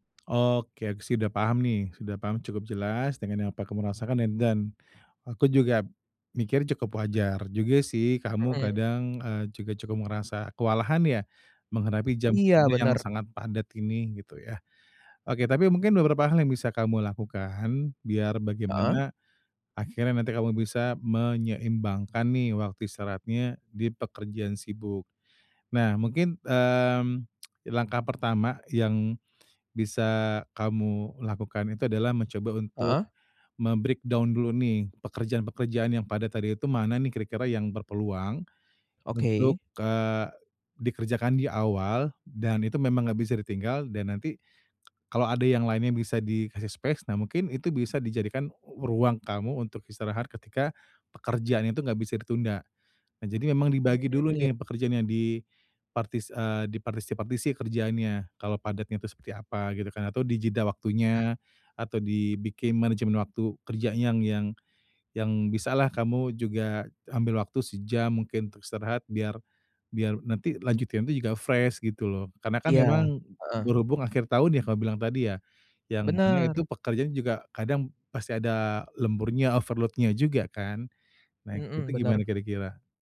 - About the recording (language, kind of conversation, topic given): Indonesian, advice, Bagaimana cara menyeimbangkan waktu istirahat saat pekerjaan sangat sibuk?
- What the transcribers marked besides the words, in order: lip smack; in English: "mem-breakdown"; in English: "space"; in English: "fresh"; in English: "overload-nya"